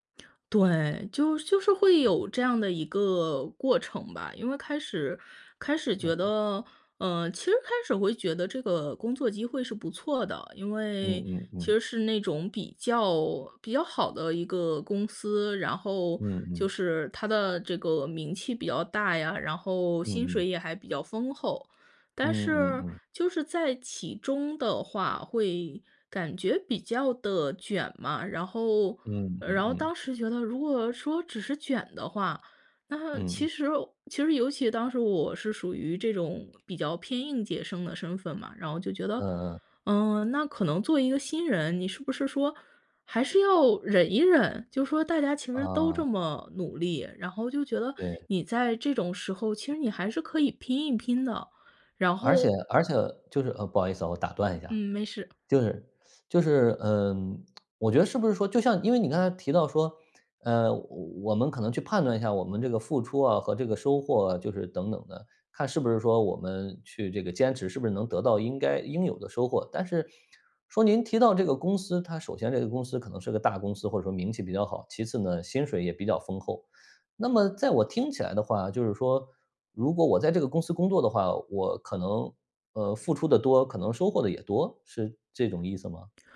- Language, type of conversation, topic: Chinese, podcast, 你如何判断该坚持还是该放弃呢?
- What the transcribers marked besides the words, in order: lip smack; other background noise; teeth sucking; lip smack